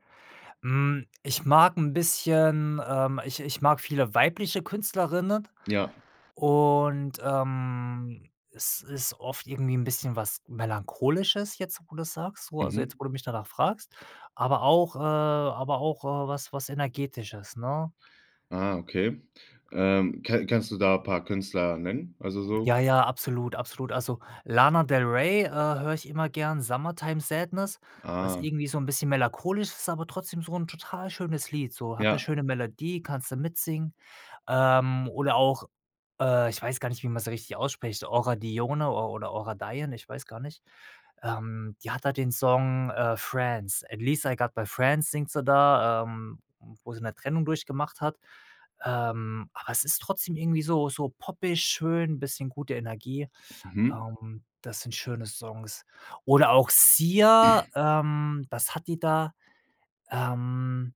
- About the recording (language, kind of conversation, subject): German, podcast, Wie hat sich dein Musikgeschmack über die Jahre verändert?
- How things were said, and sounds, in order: in English: "at least I got my friends"; throat clearing